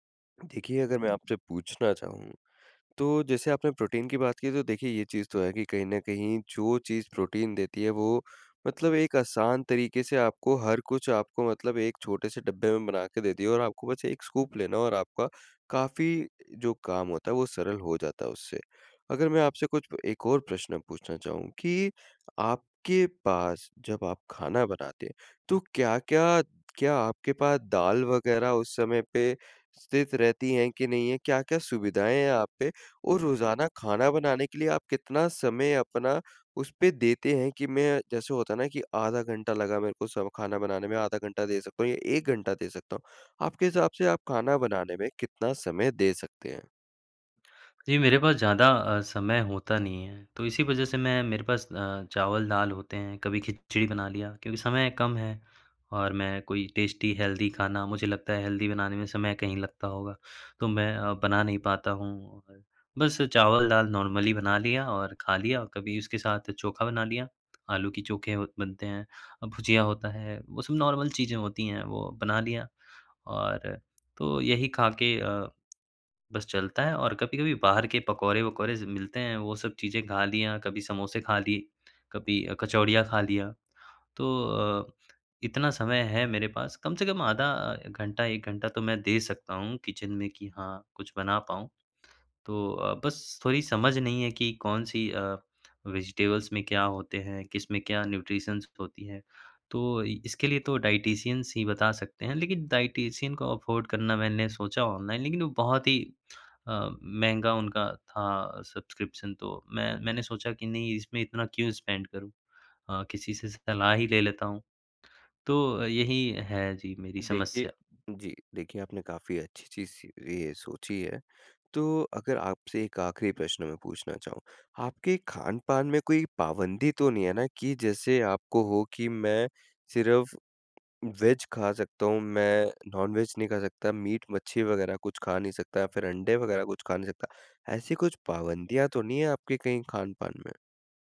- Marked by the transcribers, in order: other background noise; in English: "प्रोटीन"; in English: "प्रोटीन"; in English: "स्कूप"; in English: "टेस्टी हेल्दी"; in English: "हेल्दी"; in English: "नॉर्मली"; in English: "नॉर्मल"; in English: "किचन"; in English: "वेजिटेबल्स"; in English: "न्यूट्रिशंस"; in English: "डायटीशियन"; in English: "डायटीशियन"; in English: "अफोर्ड"; in English: "सब्सक्रिप्शन"; in English: "स्पेंड"; in English: "वेज"; in English: "नॉन-वेज"; in English: "मीट"
- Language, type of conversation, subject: Hindi, advice, कम बजट में पौष्टिक खाना खरीदने और बनाने को लेकर आपकी क्या चिंताएँ हैं?